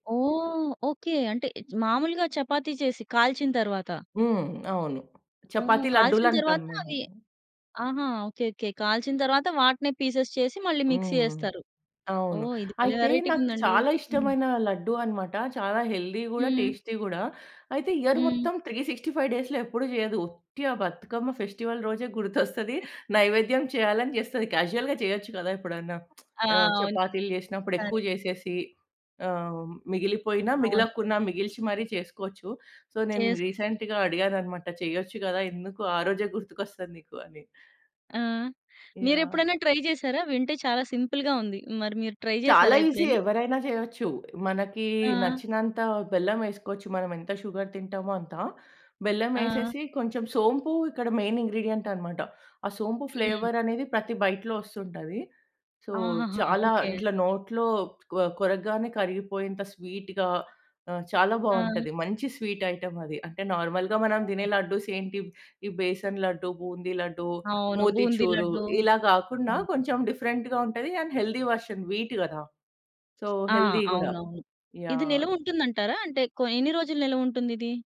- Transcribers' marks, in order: other noise; other background noise; in English: "పీసెస్"; in English: "మిక్సీ"; in English: "వేరైటీ‌గుందండి"; in English: "హెల్దీ"; in English: "టేస్టీ"; in English: "ఇయర్"; in English: "త్రీ సిక్స్టి ఫైవ్ డేస్‌లో"; in English: "ఫెస్టివల్"; chuckle; in English: "క్యాషువల్‌గా"; lip smack; in English: "సో"; in English: "రీసెంట్‌గా"; in English: "ట్రై"; in English: "సింపుల్‌గా"; in English: "ట్రై"; in English: "ఈసీ"; in English: "షుగర్"; in English: "మెయిన్ ఇంగ్రీడియెంట్"; in English: "ఫ్లేవర్"; in English: "బైట్‌లో"; in English: "సో"; in English: "స్వీట్‌గా"; in English: "స్వీట్ ఐటెమ్"; in English: "నార్మల్‌గా"; in English: "లడ్డు‌స్"; in English: "డిఫరెంట్‌గా"; in English: "అండ్ హెల్దీ వెర్షన్ వీట్"; in English: "సో, హెల్తీ"
- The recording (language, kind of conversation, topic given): Telugu, podcast, అమ్మ వంటల్లో మనసు నిండేలా చేసే వంటకాలు ఏవి?